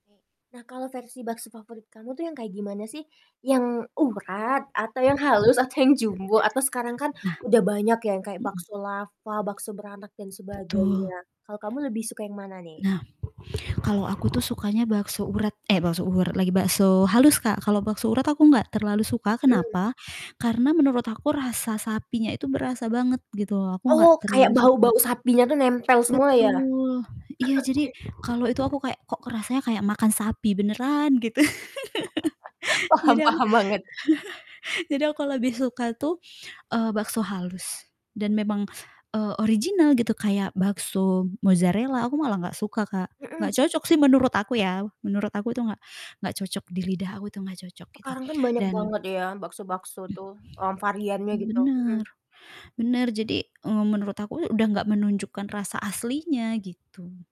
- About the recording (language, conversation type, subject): Indonesian, podcast, Apa makanan kaki lima favoritmu, dan kenapa?
- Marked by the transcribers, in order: other background noise; tapping; laugh; laughing while speaking: "Oke"; laugh; chuckle; throat clearing